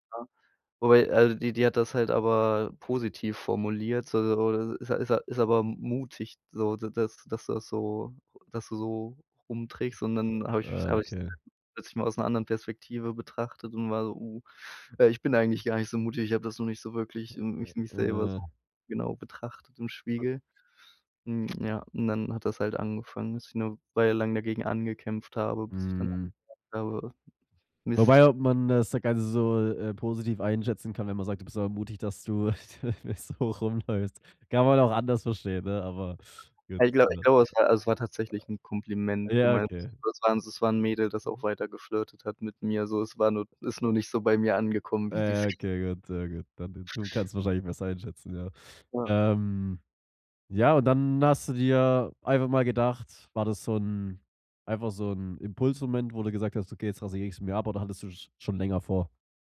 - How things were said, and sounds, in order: other noise; unintelligible speech; chuckle; laughing while speaking: "so rumläufst"; drawn out: "Ähm"
- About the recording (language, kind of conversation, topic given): German, podcast, Was war dein mutigster Stilwechsel und warum?